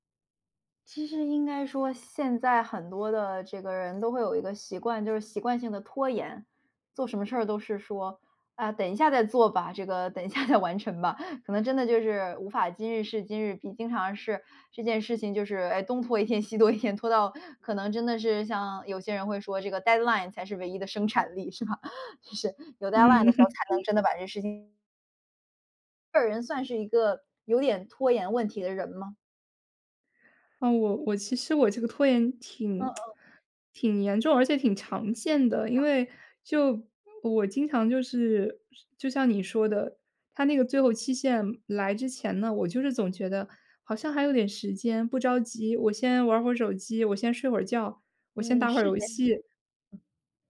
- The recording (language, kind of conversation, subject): Chinese, podcast, 你是如何克服拖延症的，可以分享一些具体方法吗？
- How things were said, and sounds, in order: laughing while speaking: "下再完成吧"; laughing while speaking: "拖一天西拖一天"; in English: "deadline"; laughing while speaking: "生产力，是吧？"; chuckle; in English: "deadline"; chuckle; other background noise; lip smack